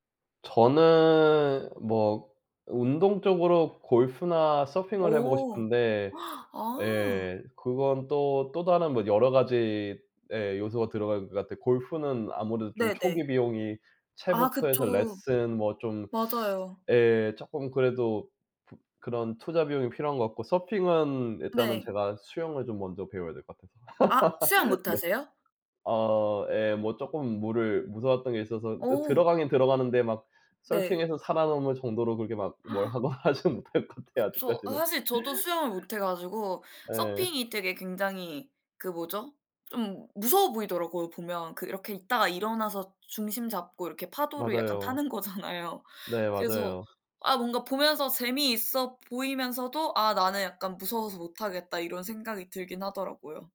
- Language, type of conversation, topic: Korean, unstructured, 요즘 가장 즐겨 하는 취미가 뭐예요?
- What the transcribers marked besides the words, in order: gasp; teeth sucking; laugh; other background noise; put-on voice: "서핑에서"; gasp; laughing while speaking: "하지는 못할 것 같아요 아직까지는"; tapping; laughing while speaking: "타는 거잖아요"